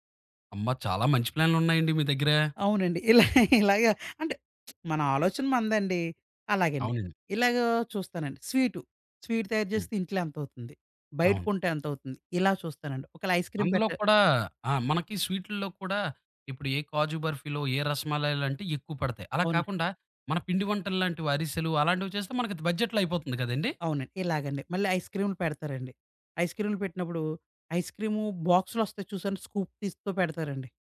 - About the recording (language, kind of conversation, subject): Telugu, podcast, బడ్జెట్ పరిమితి ఉన్నప్పుడు స్టైల్‌ను ఎలా కొనసాగించాలి?
- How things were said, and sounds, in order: laughing while speaking: "ఇలా ఇలాగ"; lip smack; in English: "బడ్జెట్‌లో"; in English: "స్కూప్"